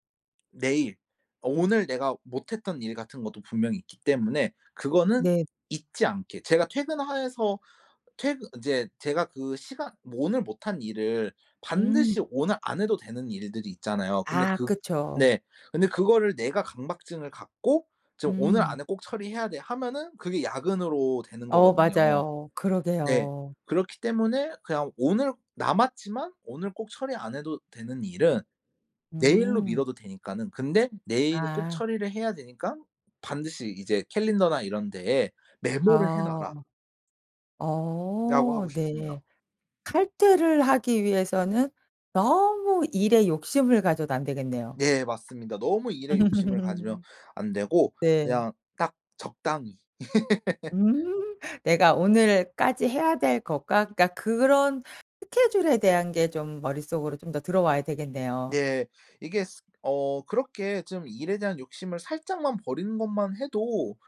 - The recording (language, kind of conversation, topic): Korean, podcast, 칼퇴근을 지키려면 어떤 습관이 필요할까요?
- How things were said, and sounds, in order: laugh; laugh